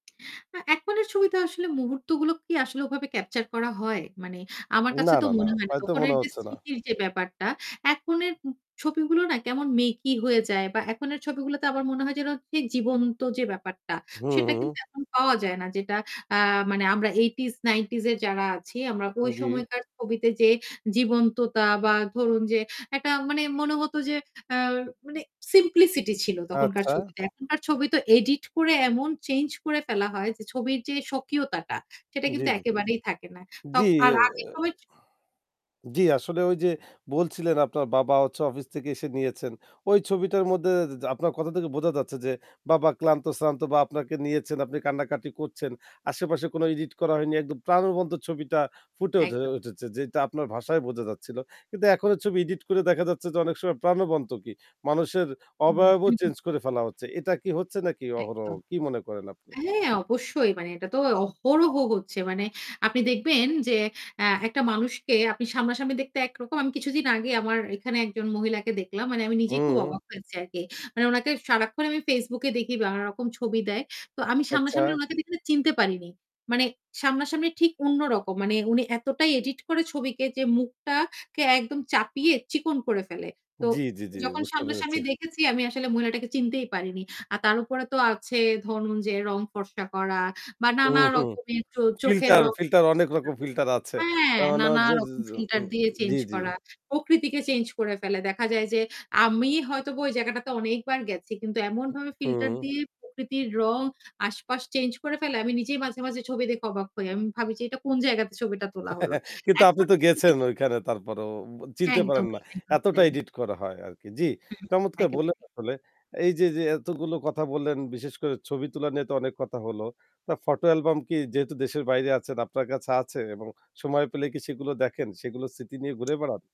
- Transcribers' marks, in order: tapping; static; in English: "সিমপ্লিসিটি"; chuckle; distorted speech; laugh
- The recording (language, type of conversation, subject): Bengali, podcast, ফটো অ্যালবাম খুললে আপনি কোন ছবিটা বারবার দেখেন?